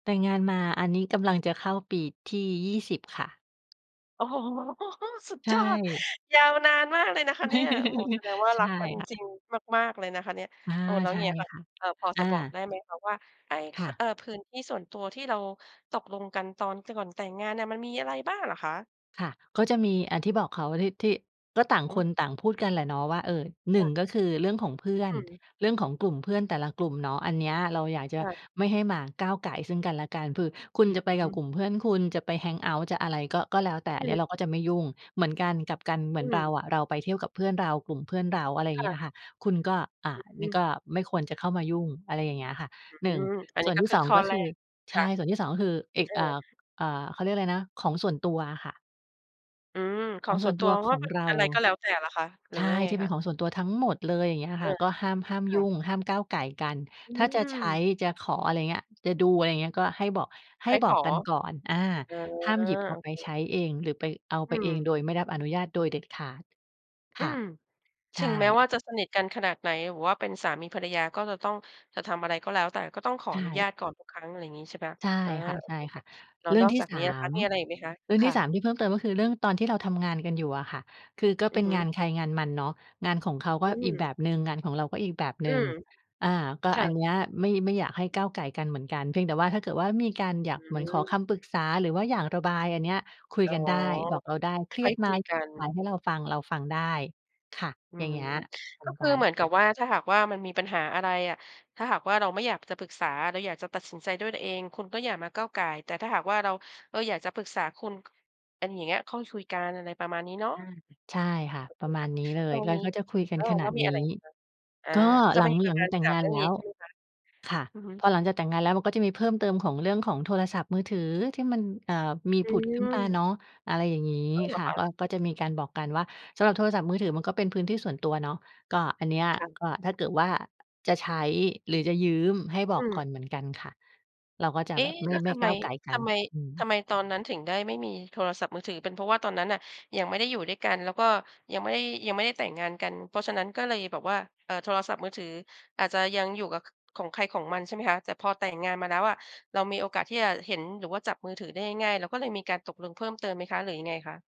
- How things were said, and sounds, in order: laugh; chuckle; other background noise; in English: "แฮงเอาต์"; "คุย" said as "ชุย"
- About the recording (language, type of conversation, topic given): Thai, podcast, คุณคิดอย่างไรเกี่ยวกับการให้พื้นที่ส่วนตัวในความสัมพันธ์ของคู่รัก?